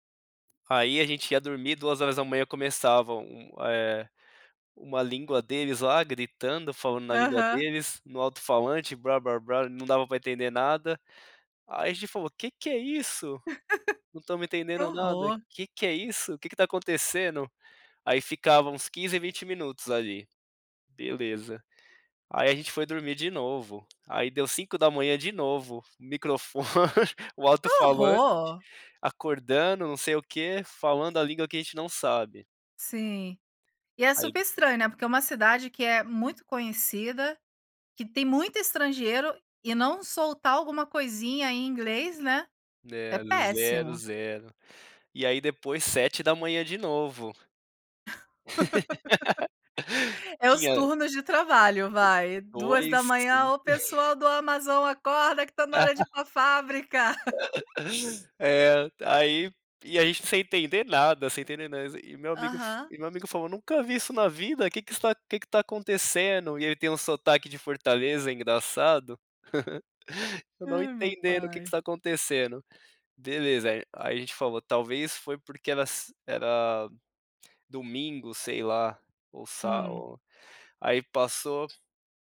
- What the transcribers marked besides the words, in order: laugh; laughing while speaking: "microfone"; surprised: "Que horror!"; laugh; tapping; laugh; other background noise; chuckle; laugh; chuckle
- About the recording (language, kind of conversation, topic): Portuguese, podcast, Me conta sobre uma viagem que despertou sua curiosidade?